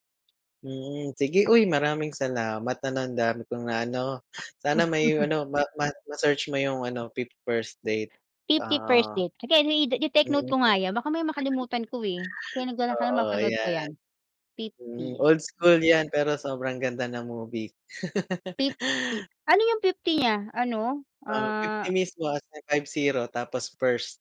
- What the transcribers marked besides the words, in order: chuckle; fan; other background noise; laugh
- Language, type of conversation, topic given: Filipino, unstructured, Ano ang nararamdaman mo kapag nanonood ka ng dramang palabas o romansa?